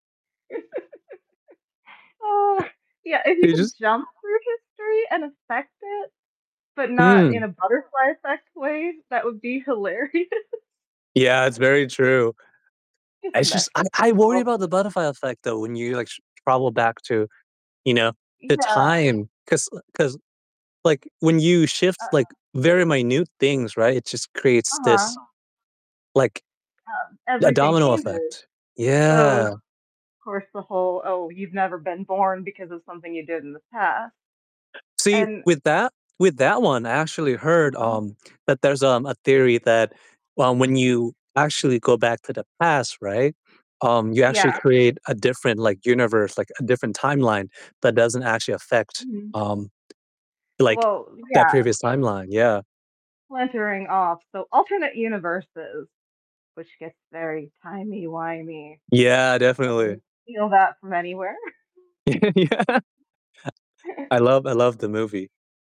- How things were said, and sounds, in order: laugh; chuckle; other background noise; laughing while speaking: "hilarious"; laugh; tapping; distorted speech; drawn out: "Yeah"; put-on voice: "timey-wimey"; laugh; laughing while speaking: "Yeah"; chuckle
- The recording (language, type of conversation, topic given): English, unstructured, What matters more to you: exploring new experiences or sharing life with loved ones?
- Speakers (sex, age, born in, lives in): female, 45-49, United States, United States; male, 30-34, Thailand, United States